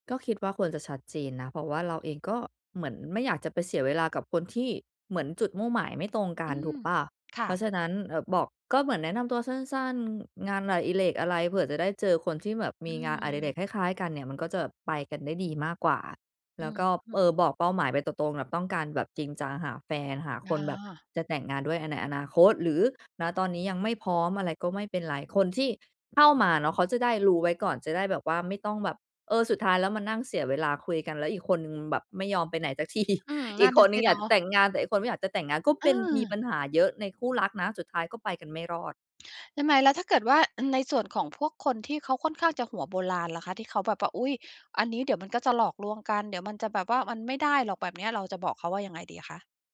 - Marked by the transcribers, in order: laughing while speaking: "สักที"
- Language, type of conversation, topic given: Thai, podcast, คุณคิดอย่างไรเกี่ยวกับการออกเดทผ่านแอปเมื่อเทียบกับการเจอแบบธรรมชาติ?